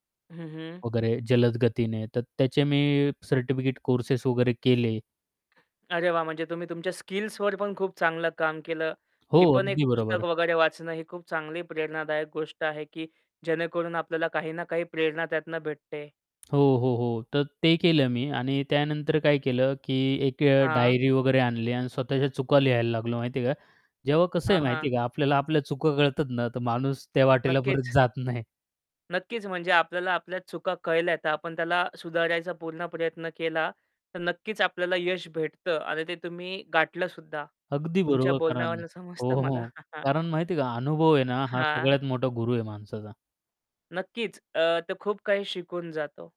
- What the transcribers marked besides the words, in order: tapping; other background noise; laughing while speaking: "नाही"; mechanical hum; laughing while speaking: "मला"; chuckle
- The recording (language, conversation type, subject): Marathi, podcast, प्रेरणा तुम्हाला कुठून मिळते?